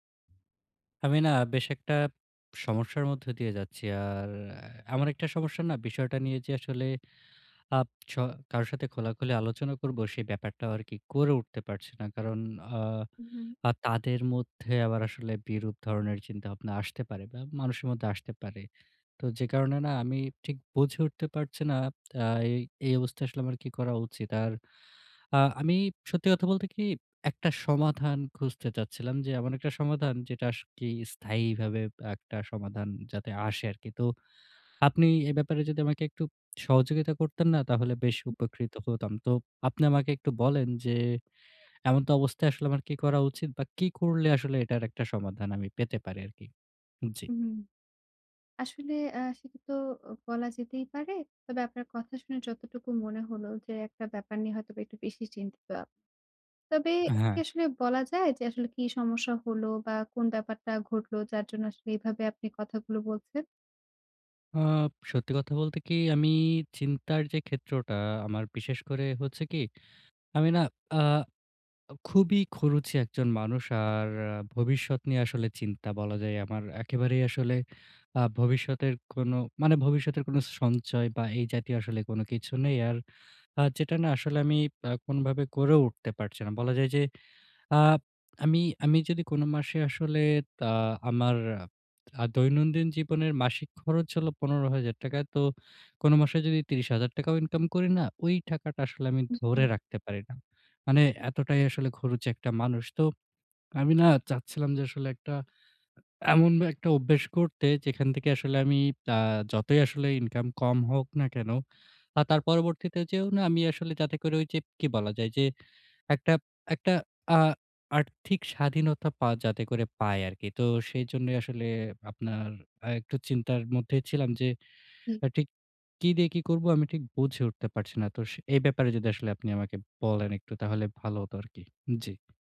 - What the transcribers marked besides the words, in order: lip smack; "এমত" said as "এমন্ত"
- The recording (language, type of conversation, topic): Bengali, advice, ব্যয় বাড়তে থাকলে আমি কীভাবে সেটি নিয়ন্ত্রণ করতে পারি?
- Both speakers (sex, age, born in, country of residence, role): female, 25-29, Bangladesh, Bangladesh, advisor; male, 20-24, Bangladesh, Bangladesh, user